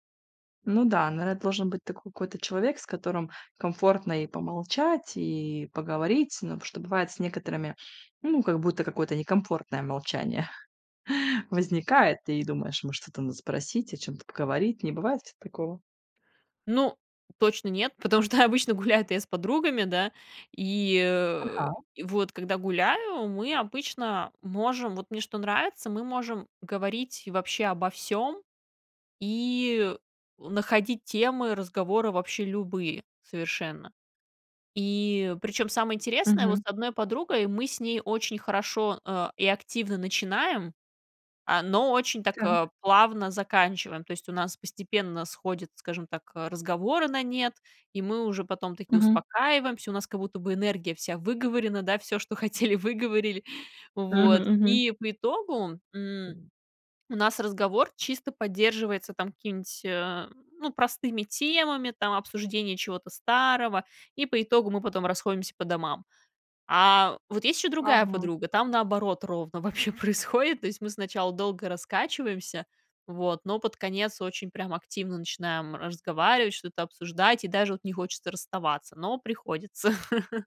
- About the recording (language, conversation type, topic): Russian, podcast, Как сделать обычную прогулку более осознанной и спокойной?
- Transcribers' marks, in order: chuckle; laughing while speaking: "потому что"; laughing while speaking: "хотели"; tapping; laughing while speaking: "вообще"; chuckle